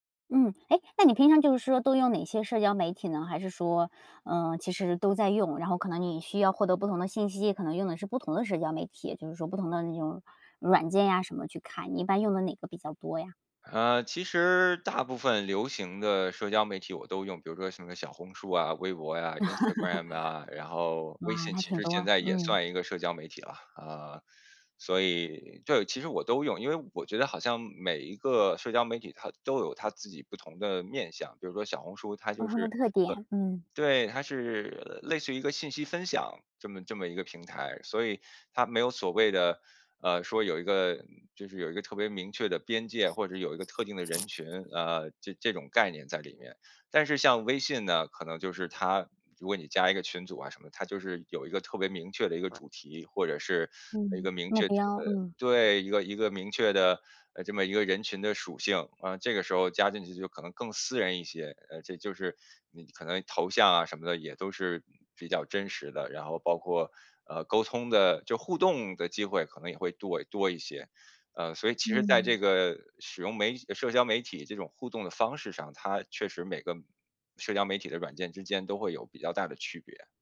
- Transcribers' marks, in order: chuckle; other background noise
- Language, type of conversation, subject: Chinese, podcast, 你觉得社交媒体能帮人找到归属感吗？